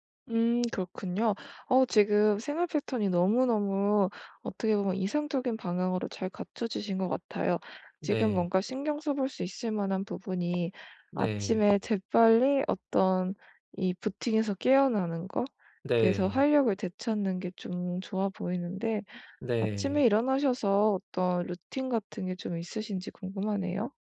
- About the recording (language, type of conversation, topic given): Korean, advice, 하루 동안 에너지를 더 잘 관리하려면 어떻게 해야 하나요?
- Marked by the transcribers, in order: other background noise; tapping